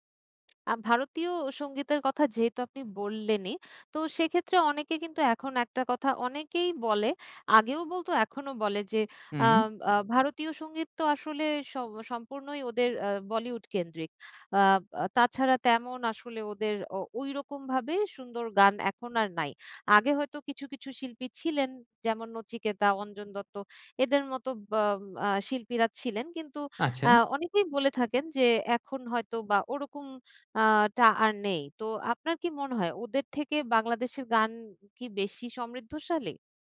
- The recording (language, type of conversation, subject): Bengali, podcast, কোন শিল্পী বা ব্যান্ড তোমাকে সবচেয়ে অনুপ্রাণিত করেছে?
- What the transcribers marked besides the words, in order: none